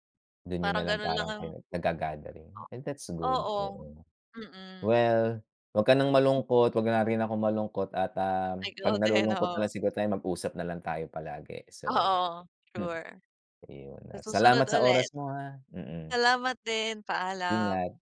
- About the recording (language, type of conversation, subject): Filipino, unstructured, Ano ang pinakamalungkot mong alaala sa isang lugar na gusto mong balikan?
- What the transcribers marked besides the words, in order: none